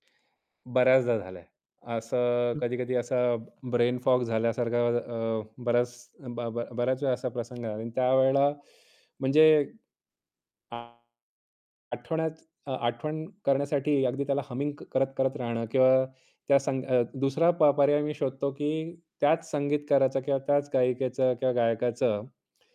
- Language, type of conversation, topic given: Marathi, podcast, तुम्हाला एखादं जुने गाणं शोधायचं असेल, तर तुम्ही काय कराल?
- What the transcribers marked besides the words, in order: distorted speech; in English: "ब्रेन फॉग"; other background noise; in English: "हमिंग"